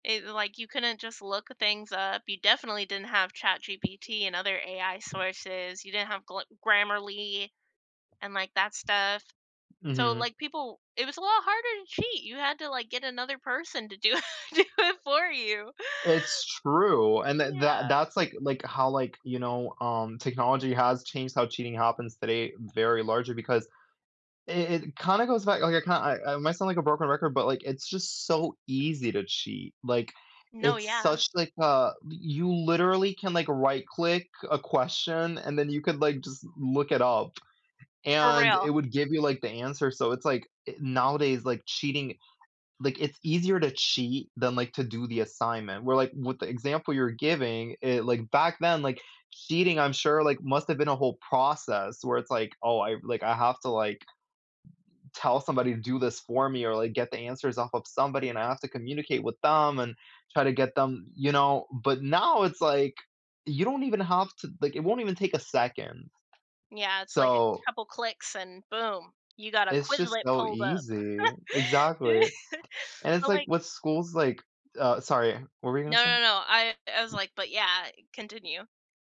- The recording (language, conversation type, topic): English, unstructured, Why is cheating still a major problem in schools?
- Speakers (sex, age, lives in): female, 20-24, United States; male, 20-24, United States
- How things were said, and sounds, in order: tapping; other background noise; laugh; laughing while speaking: "do it"; lip smack; laugh